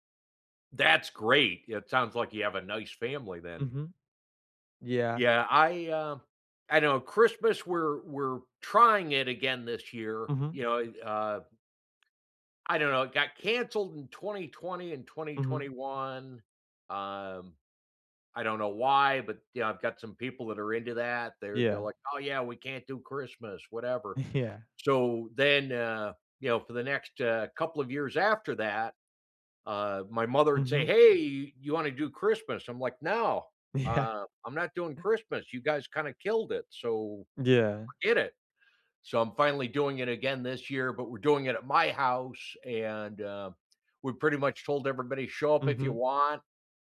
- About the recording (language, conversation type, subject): English, unstructured, What cultural tradition do you look forward to each year?
- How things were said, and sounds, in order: laughing while speaking: "Yeah"; laughing while speaking: "Yeah"